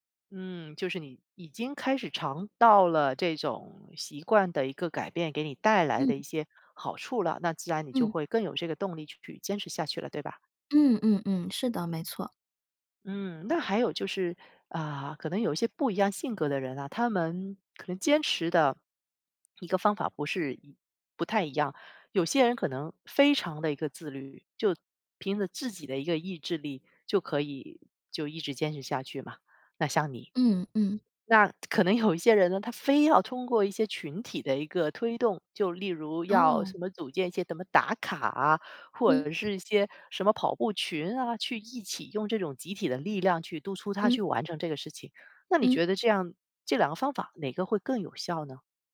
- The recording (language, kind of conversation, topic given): Chinese, podcast, 有哪些小习惯能带来长期回报？
- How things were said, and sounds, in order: other background noise